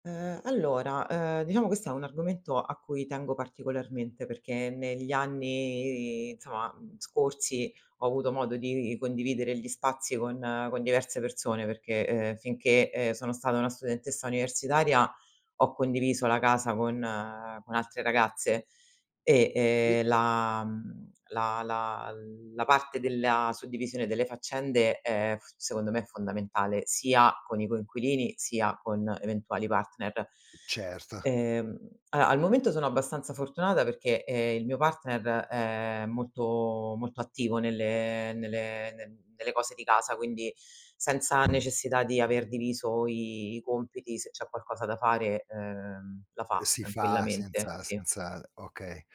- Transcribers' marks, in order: tapping
- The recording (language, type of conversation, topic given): Italian, podcast, Come dividi le faccende con i coinquilini o con il partner?